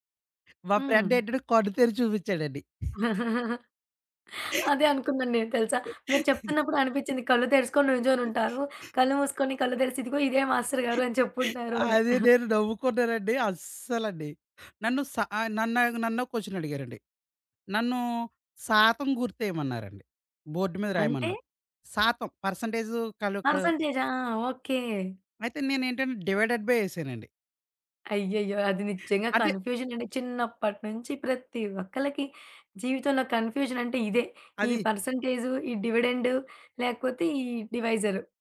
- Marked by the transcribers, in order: laughing while speaking: "మా ఫ్రెండ్ ఏంటంటే కన్ను తెరిచి చూపించాడండి"; in English: "ఫ్రెండ్"; laugh; chuckle; laughing while speaking: "అది నేను నవ్వుకున్నానండి అస్సలండి"; in English: "క్వెషన్"; in English: "బోర్డ్"; in English: "డివైడెడ్ బై"; other background noise; stressed: "ప్రతి"
- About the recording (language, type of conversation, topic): Telugu, podcast, చిన్నప్పటి పాఠశాల రోజుల్లో చదువుకు సంబంధించిన ఏ జ్ఞాపకం మీకు ఆనందంగా గుర్తొస్తుంది?